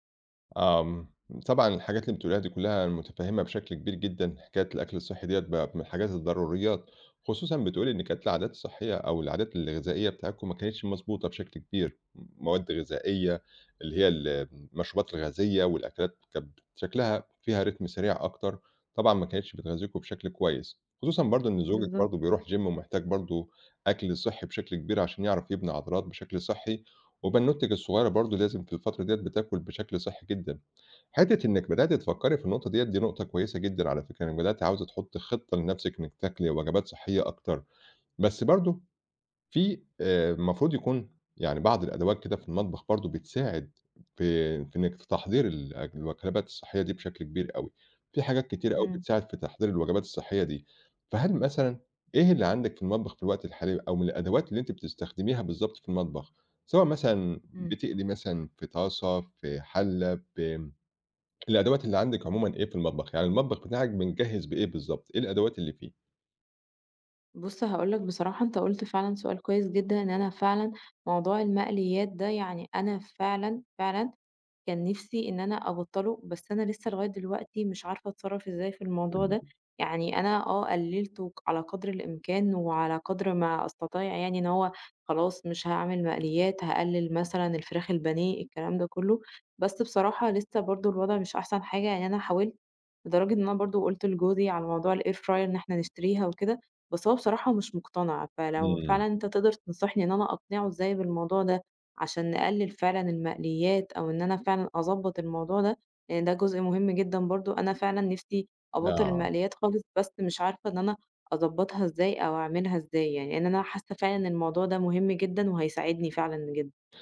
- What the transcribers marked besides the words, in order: in English: "Rhythm"; in English: "gym"; tapping; unintelligible speech; in English: "الair fryer"
- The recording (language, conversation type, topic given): Arabic, advice, إزاي أقدر أخطط لوجبات صحية مع ضيق الوقت والشغل؟